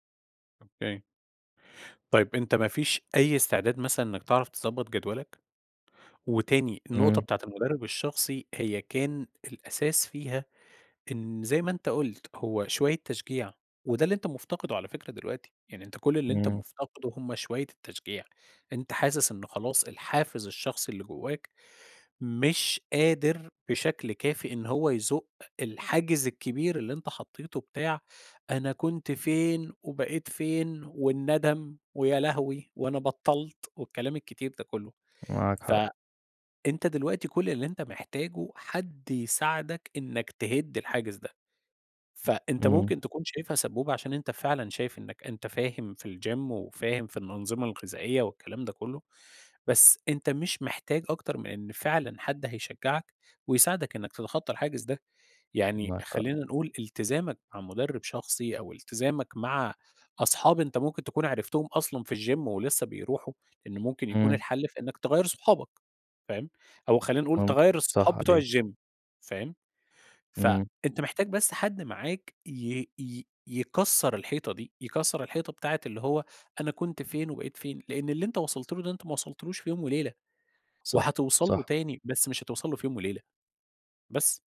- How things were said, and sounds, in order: tapping; in English: "الGym"; in English: "الGym"; in English: "الGym"
- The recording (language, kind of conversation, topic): Arabic, advice, إزاي أقدر أستمر على جدول تمارين منتظم من غير ما أقطع؟